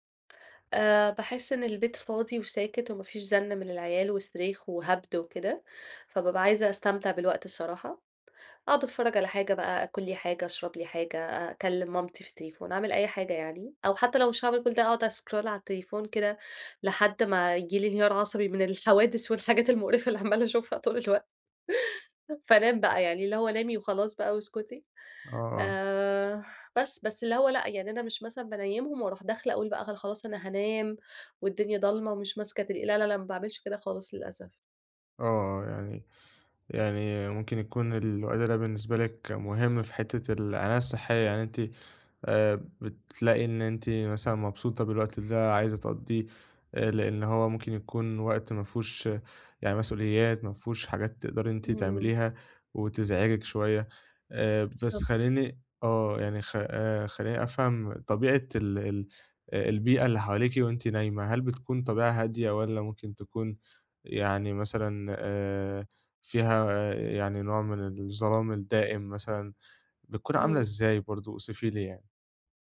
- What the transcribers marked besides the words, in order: in English: "أسكرول"; laughing while speaking: "المقرفة اللي عمّالة أشوفها طول الوقت"
- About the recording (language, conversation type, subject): Arabic, advice, إزاي أعمل روتين بليل ثابت ومريح يساعدني أنام بسهولة؟